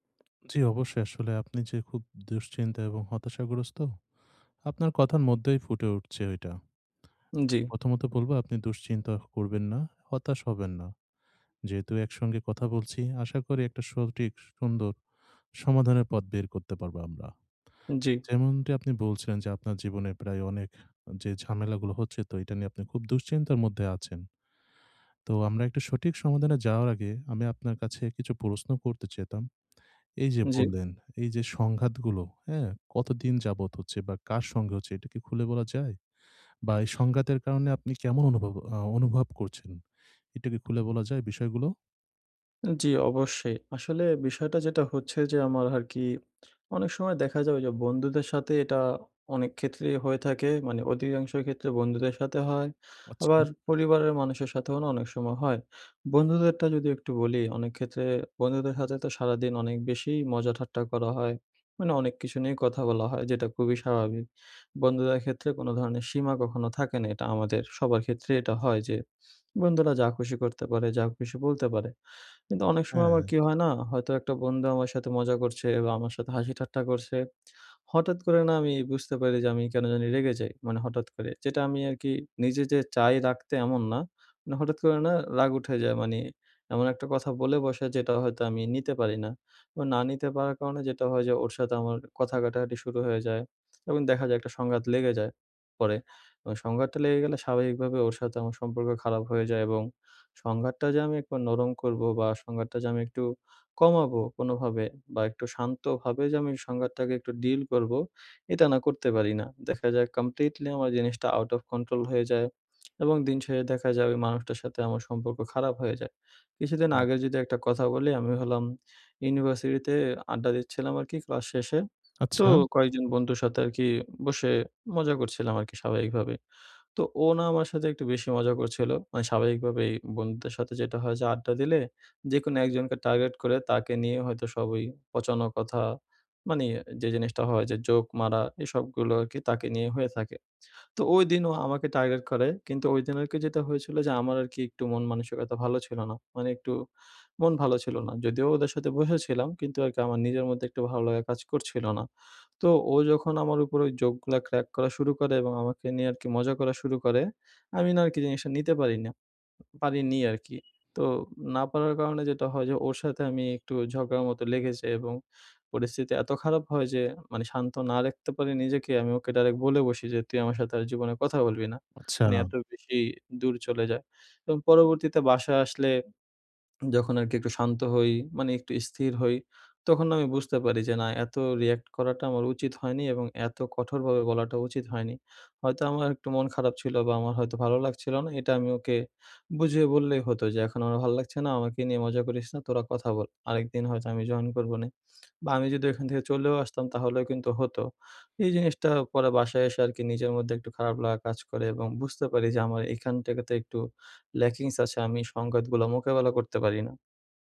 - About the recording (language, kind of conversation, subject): Bengali, advice, আমি কীভাবে শান্ত ও নম্রভাবে সংঘাত মোকাবিলা করতে পারি?
- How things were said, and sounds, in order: tapping; other background noise; teeth sucking; swallow; "স্থির" said as "ইস্থির"